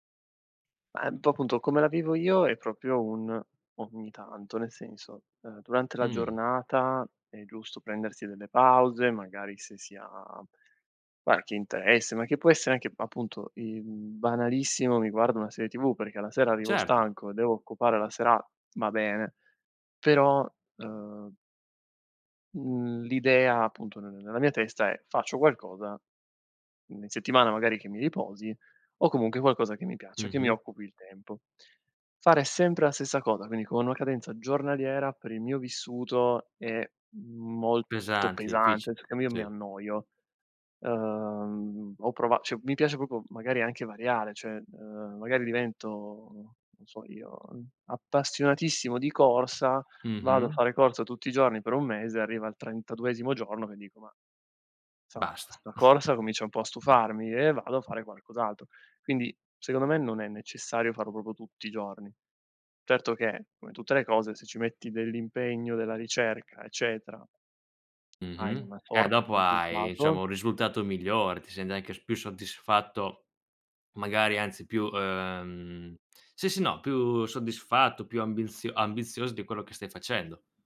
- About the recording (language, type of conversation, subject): Italian, podcast, Com'è nata la tua passione per questo hobby?
- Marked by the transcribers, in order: other background noise; "difficile" said as "ficile"; "cioè" said as "ceh"; "cioè" said as "ceh"; "cioè" said as "ceh"; "insomma" said as "nsomma"; chuckle